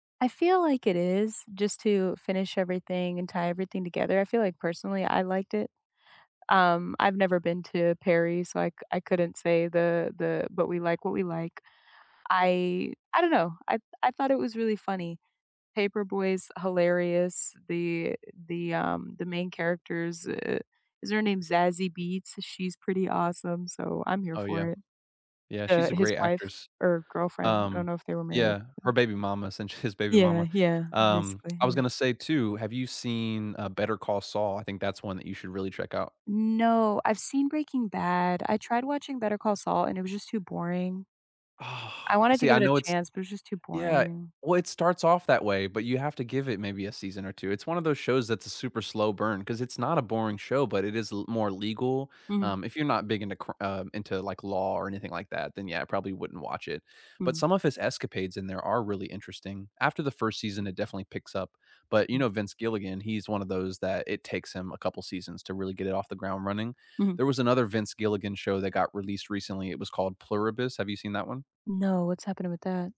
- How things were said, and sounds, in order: other noise; tapping
- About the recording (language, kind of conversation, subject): English, unstructured, What binge-worthy TV shows have you been recommending lately, and what makes them picks you want to share with everyone?